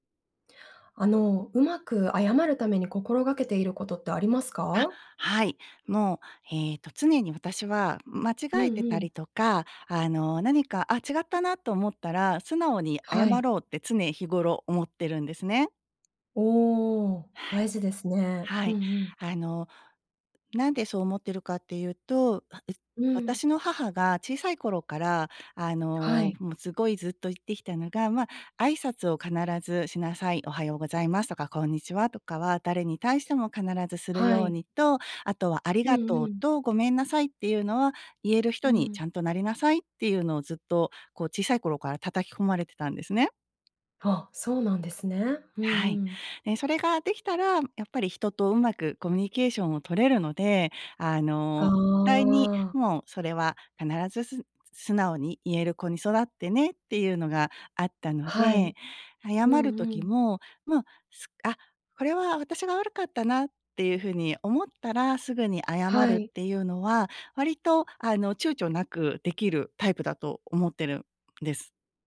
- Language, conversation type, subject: Japanese, podcast, うまく謝るために心がけていることは？
- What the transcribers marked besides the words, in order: other background noise